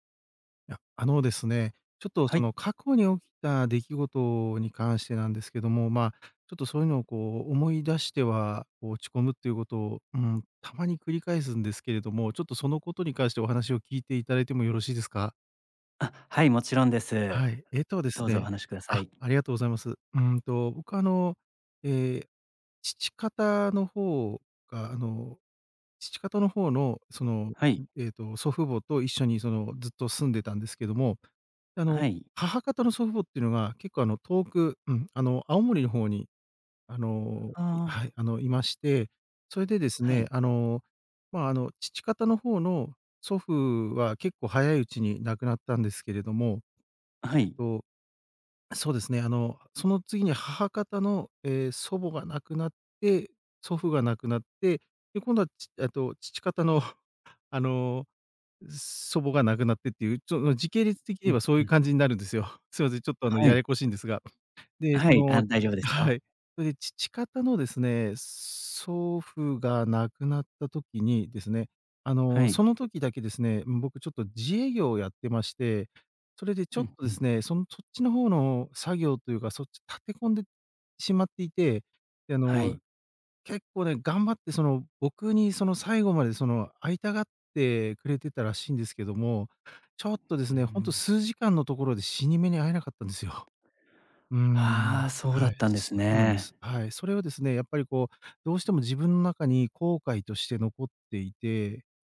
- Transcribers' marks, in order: tapping; other background noise; laughing while speaking: "父方の"
- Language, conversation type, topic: Japanese, advice, 過去の出来事を何度も思い出して落ち込んでしまうのは、どうしたらよいですか？